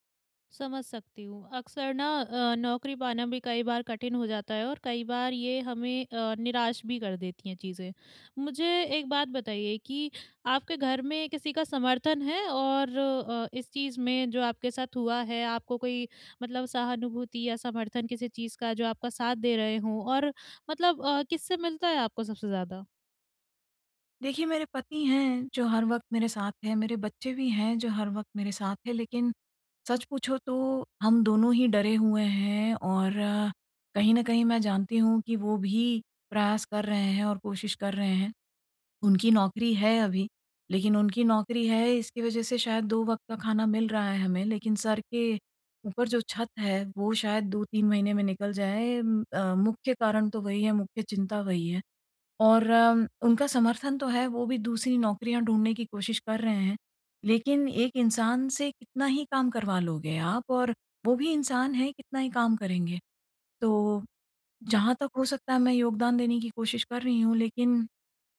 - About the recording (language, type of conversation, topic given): Hindi, advice, नुकसान के बाद मैं अपना आत्मविश्वास फिर से कैसे पा सकता/सकती हूँ?
- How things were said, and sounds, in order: none